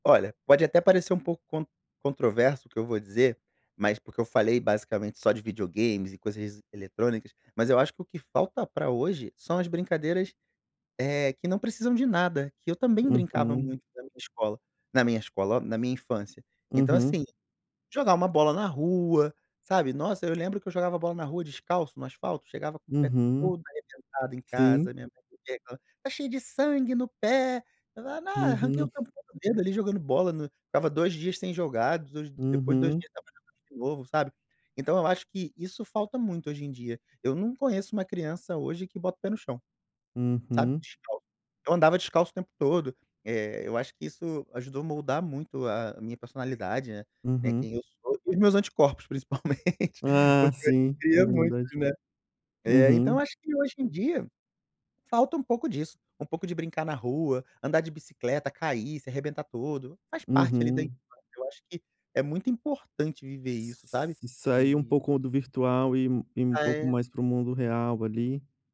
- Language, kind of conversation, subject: Portuguese, podcast, Qual era seu brinquedo favorito quando criança?
- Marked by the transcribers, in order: tapping; unintelligible speech; put-on voice: "tá cheio de sangue no pé"; laughing while speaking: "principalmente"